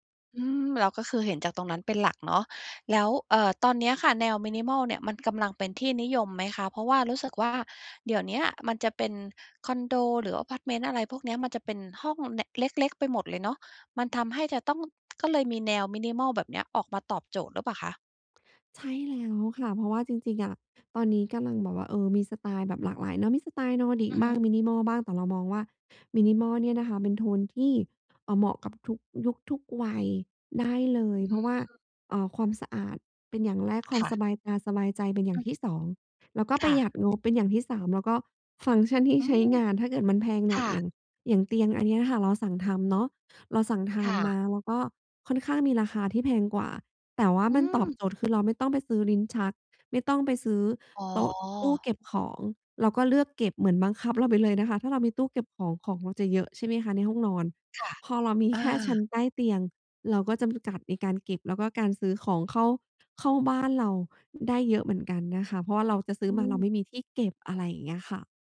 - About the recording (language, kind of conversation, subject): Thai, podcast, การแต่งบ้านสไตล์มินิมอลช่วยให้ชีวิตประจำวันของคุณดีขึ้นอย่างไรบ้าง?
- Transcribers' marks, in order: in English: "minimal"; in English: "minimal"; in English: "minimal"; in English: "minimal"; other background noise